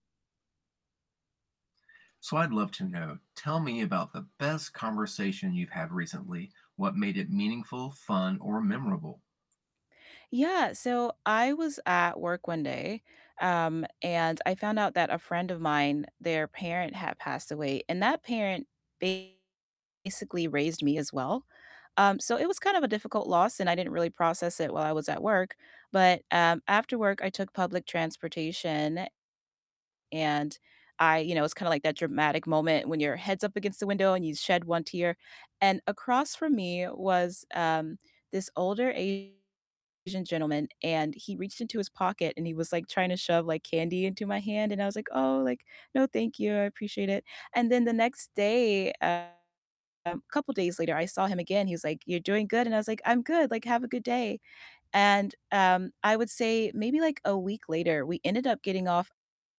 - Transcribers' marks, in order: static; distorted speech
- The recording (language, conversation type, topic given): English, unstructured, What was the best conversation you’ve had recently, and what made it meaningful, fun, or memorable?